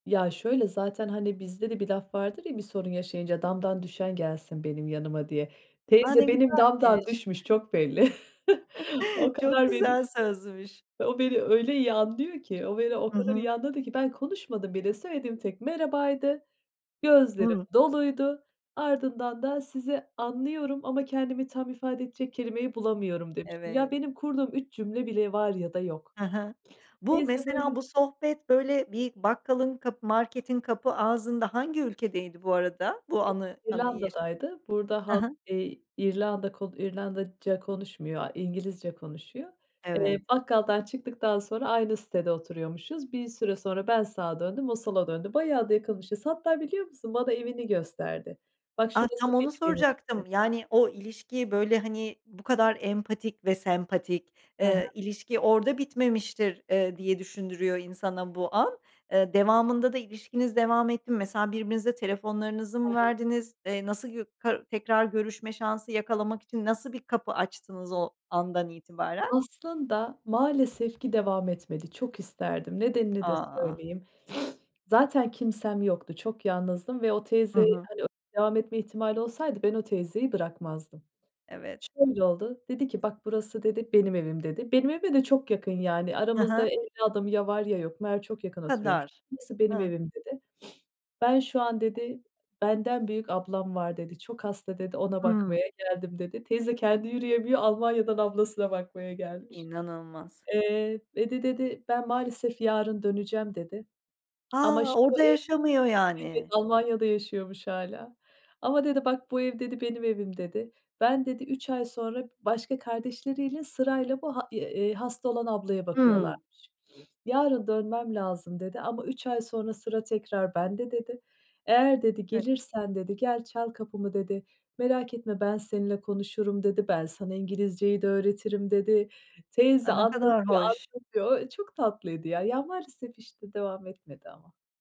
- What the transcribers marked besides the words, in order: chuckle; joyful: "Çok güzel sözmüş"; chuckle; laughing while speaking: "O beni öyle iyi anlıyor ki"; unintelligible speech; sniff; sniff; laughing while speaking: "Teyze kendi yürüyemiyor Almanya'dan ablasına bakmaya gelmiş"; sniff; unintelligible speech
- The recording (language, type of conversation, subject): Turkish, podcast, Yerel halkla yaşadığın sıcak bir anıyı paylaşır mısın?